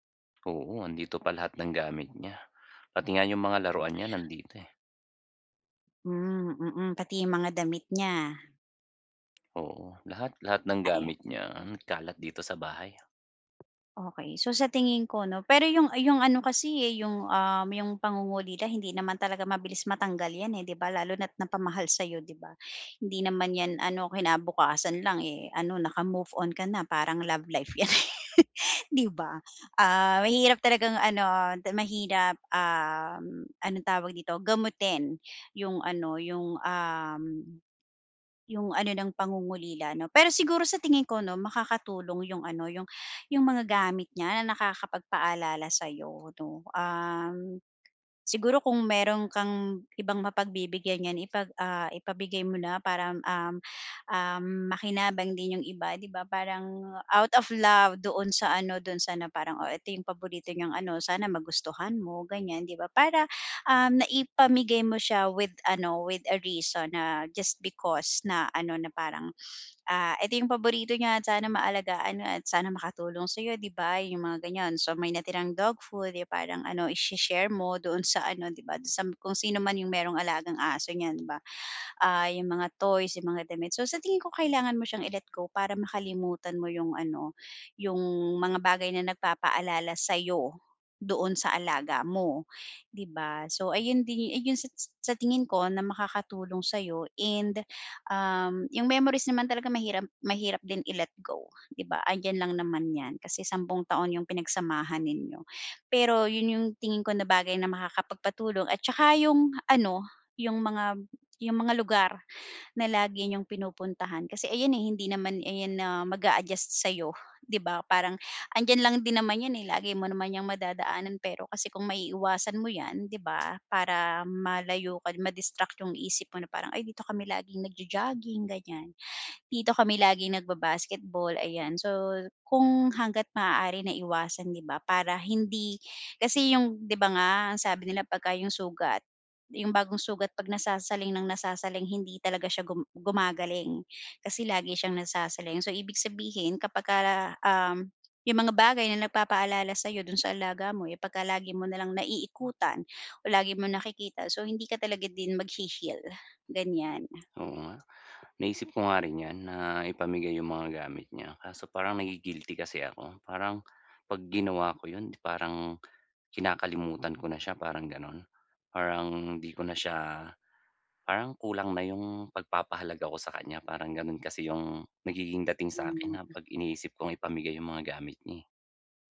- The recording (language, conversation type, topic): Filipino, advice, Paano ako haharap sa biglaang pakiramdam ng pangungulila?
- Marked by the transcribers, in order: tapping; other background noise; chuckle; in English: "out of love"; in English: "with a reason"